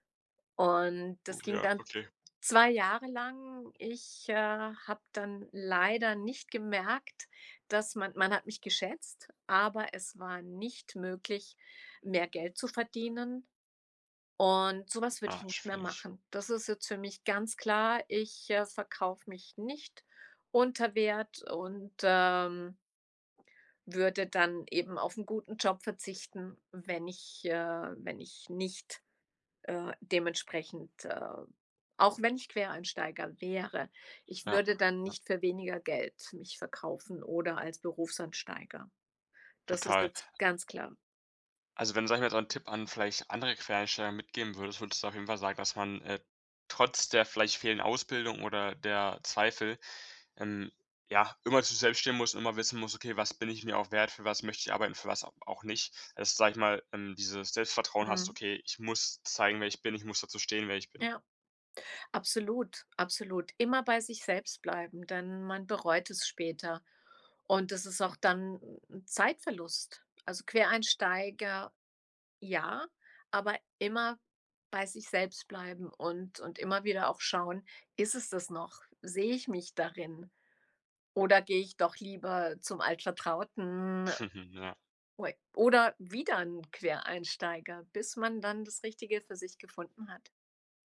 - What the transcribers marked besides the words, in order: other background noise; other noise; chuckle
- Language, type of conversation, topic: German, podcast, Wie überzeugst du potenzielle Arbeitgeber von deinem Quereinstieg?